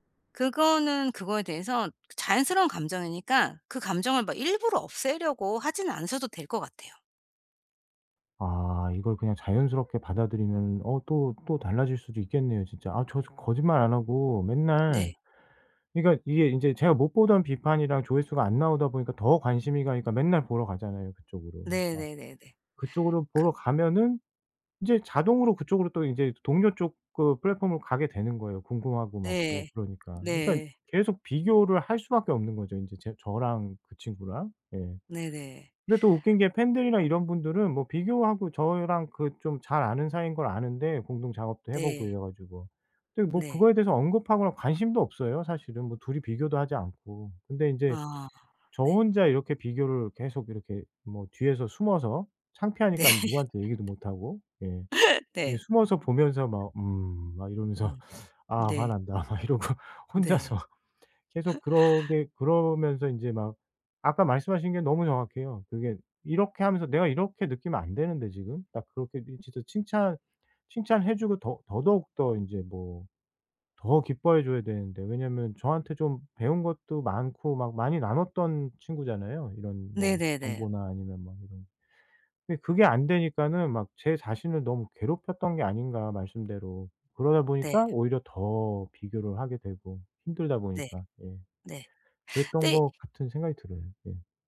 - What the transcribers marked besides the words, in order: other background noise; tapping; laughing while speaking: "네"; laugh; laughing while speaking: "이러면서"; laughing while speaking: "막 이러고 혼자서"; laugh
- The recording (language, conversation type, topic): Korean, advice, 친구가 잘될 때 질투심이 드는 저는 어떻게 하면 좋을까요?